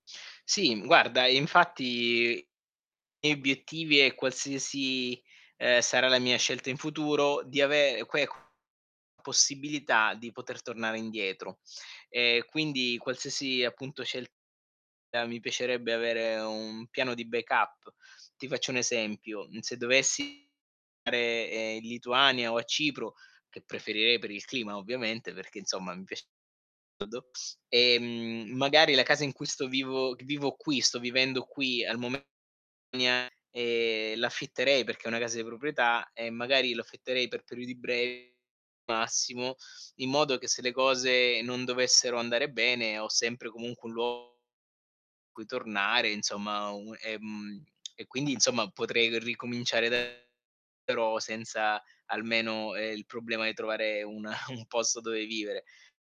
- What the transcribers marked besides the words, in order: "miei" said as "iei"; "obiettivi" said as "biettivi"; other noise; distorted speech; in English: "backup"; unintelligible speech; other background noise; unintelligible speech; unintelligible speech; chuckle
- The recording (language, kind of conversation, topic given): Italian, advice, Dovrei accettare un’offerta di lavoro in un’altra città?